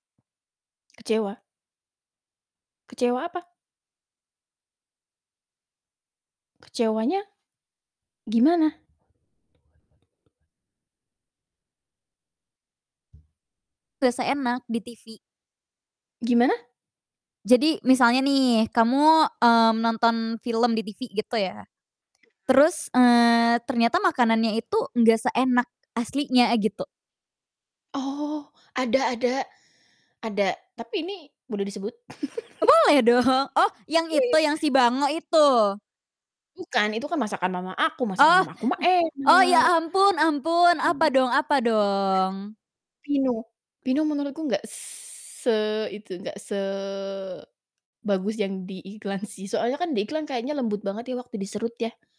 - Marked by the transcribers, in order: tapping; other background noise; distorted speech; chuckle; chuckle; drawn out: "se"
- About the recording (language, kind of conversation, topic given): Indonesian, podcast, Kalau kamu mengingat iklan makanan waktu kecil, iklan apa yang paling bikin ngiler?